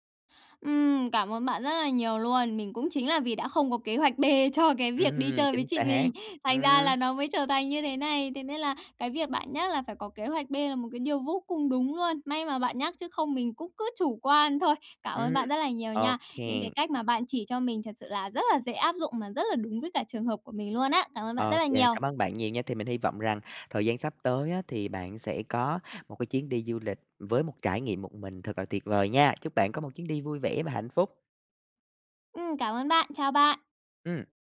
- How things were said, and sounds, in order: laughing while speaking: "cho cái việc đi chơi với chị mình"; joyful: "Ừm, chính xác"; laughing while speaking: "thành như thế này"
- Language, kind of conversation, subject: Vietnamese, advice, Tôi nên bắt đầu từ đâu khi gặp sự cố và phải thay đổi kế hoạch du lịch?